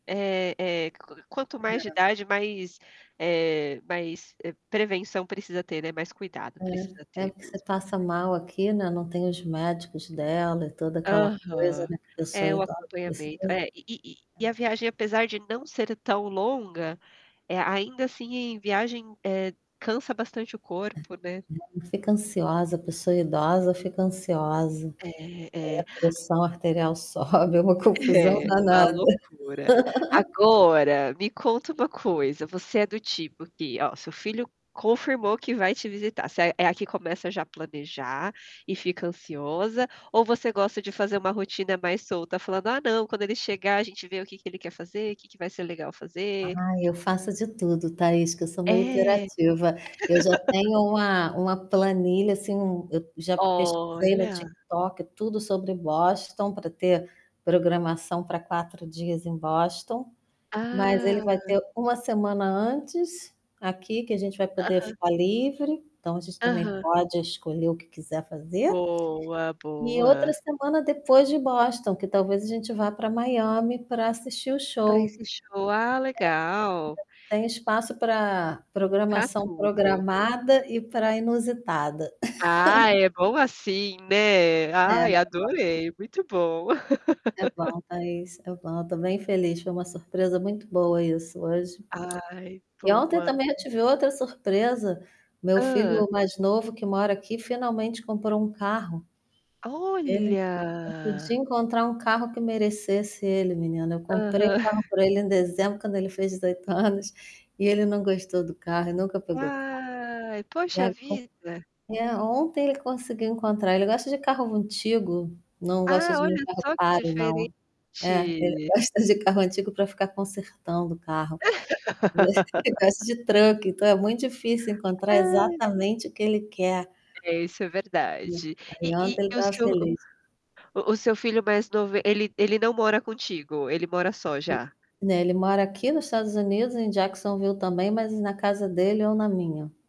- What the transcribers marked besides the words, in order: static; distorted speech; other background noise; tapping; laughing while speaking: "sobe"; laughing while speaking: "É"; laugh; laugh; drawn out: "Ah"; unintelligible speech; chuckle; unintelligible speech; laugh; tongue click; drawn out: "Olha"; chuckle; laughing while speaking: "dezoito anos"; drawn out: "Ai"; laugh; chuckle; in English: "truck"
- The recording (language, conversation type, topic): Portuguese, unstructured, Qual foi uma surpresa que a vida te trouxe recentemente?